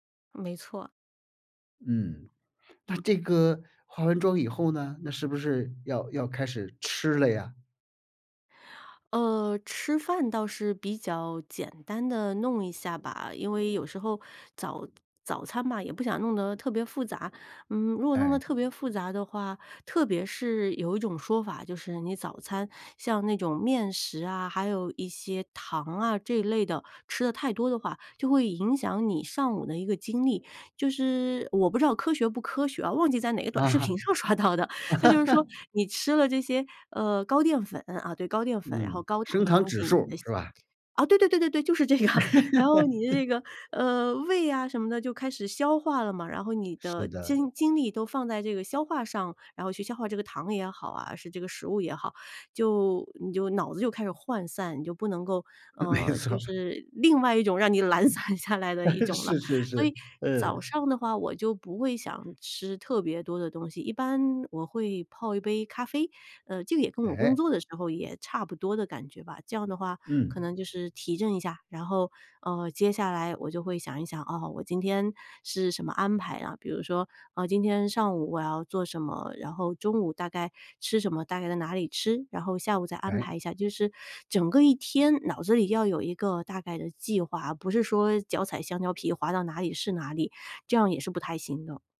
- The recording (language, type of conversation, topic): Chinese, podcast, 在家时，你怎样安排一天的时间才会觉得高效？
- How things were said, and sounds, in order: laughing while speaking: "刷到的"; laugh; laughing while speaking: "这样"; laugh; laughing while speaking: "没错"; other background noise; chuckle; laughing while speaking: "懒散下来"